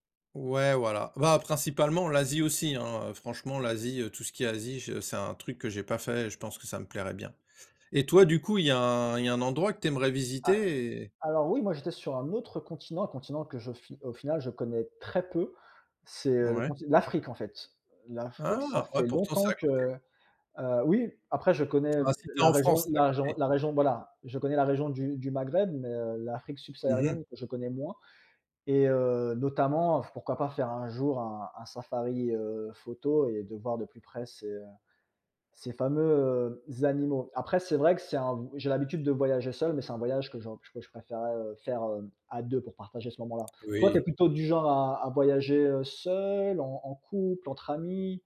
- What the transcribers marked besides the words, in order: stressed: "Ah"
- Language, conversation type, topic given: French, unstructured, Quel endroit aimerais-tu visiter un jour, et pourquoi ?
- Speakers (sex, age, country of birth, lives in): male, 35-39, France, France; male, 45-49, France, France